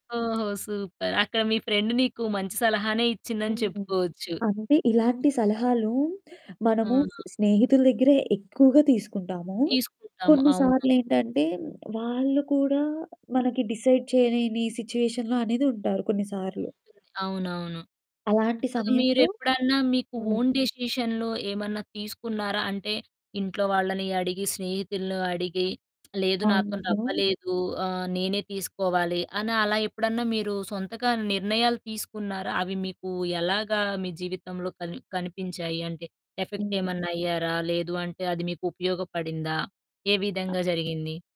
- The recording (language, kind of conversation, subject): Telugu, podcast, సాధారణంగా మీరు నిర్ణయం తీసుకునే ముందు స్నేహితుల సలహా తీసుకుంటారా, లేక ఒంటరిగా నిర్ణయించుకుంటారా?
- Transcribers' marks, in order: in English: "సూపర్"; in English: "ఫ్రెండ్"; static; in English: "డిసైడ్"; "చేయలేని" said as "చేయనేని"; in English: "సిచ్యువేషన్‌లో"; distorted speech; in English: "ఓన్ డెసిషన్‌లో"; in English: "ఎఫెక్ట్"; other background noise